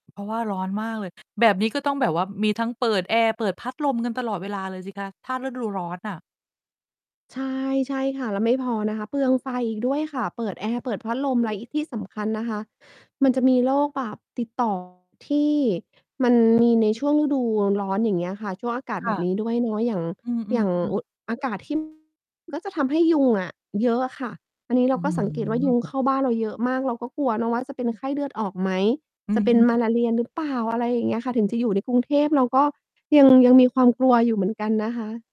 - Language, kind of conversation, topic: Thai, podcast, ภาวะโลกร้อนส่งผลต่อชีวิตประจำวันของคุณอย่างไรบ้าง?
- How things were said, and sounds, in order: tapping; distorted speech; mechanical hum; other background noise